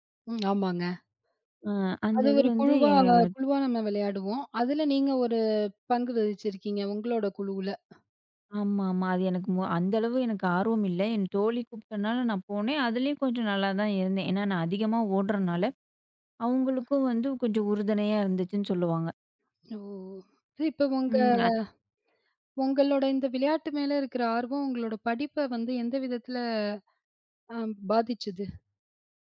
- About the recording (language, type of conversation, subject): Tamil, podcast, நீ உன் வெற்றியை எப்படி வரையறுக்கிறாய்?
- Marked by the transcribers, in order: drawn out: "ஏ"; other background noise